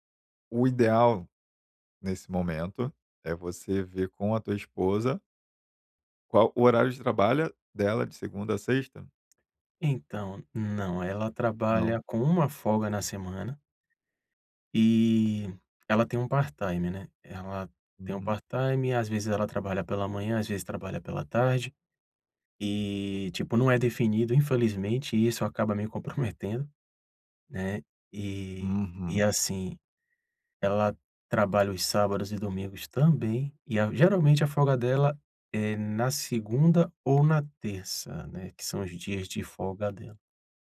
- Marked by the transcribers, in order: in English: "part-time"; in English: "part-time"; tapping
- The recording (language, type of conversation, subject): Portuguese, advice, Como posso estabelecer limites entre o trabalho e a vida pessoal?